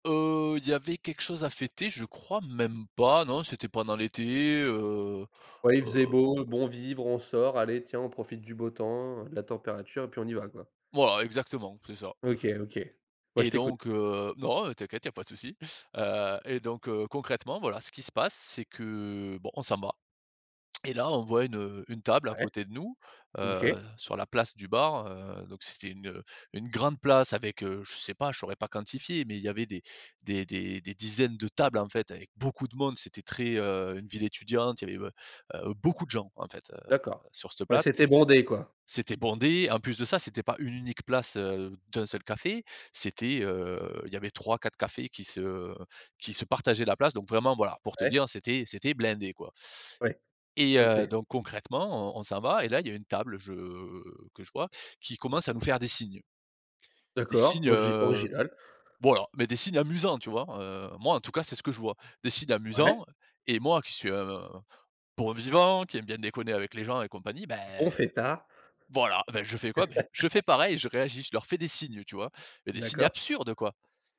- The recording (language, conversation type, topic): French, podcast, Quelle expérience drôle ou embarrassante as-tu vécue ?
- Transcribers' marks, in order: stressed: "beaucoup"; drawn out: "je"; laugh